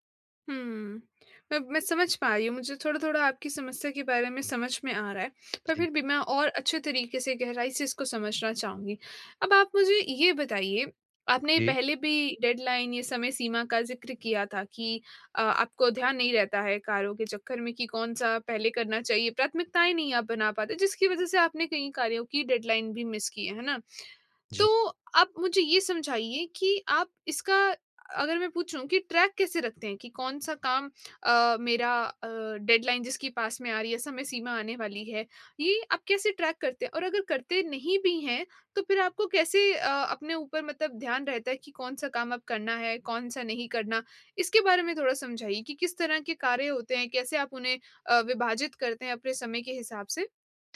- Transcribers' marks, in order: tongue click; in English: "डेडलाइन"; in English: "डेडलाइन"; in English: "मिस"; in English: "ट्रैक"; lip smack; in English: "डेडलाइन"; in English: "ट्रैक"
- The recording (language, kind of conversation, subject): Hindi, advice, कई कार्यों के बीच प्राथमिकताओं का टकराव होने पर समय ब्लॉक कैसे बनाऊँ?